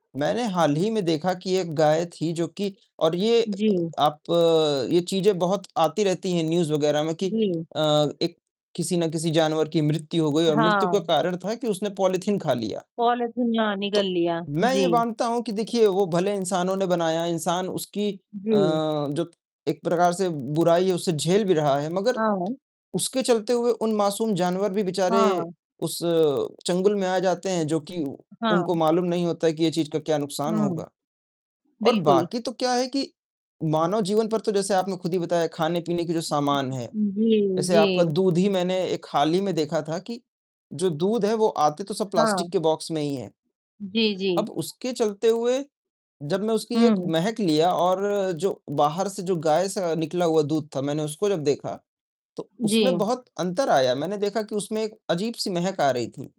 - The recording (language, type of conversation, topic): Hindi, unstructured, प्लास्टिक प्रदूषण से प्रकृति को कितना नुकसान होता है?
- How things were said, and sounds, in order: distorted speech; other noise; in English: "न्यूज"; in English: "पॉलीथीन"; in English: "पॉलीथीन"; static; tapping; other background noise; in English: "बॉक्स"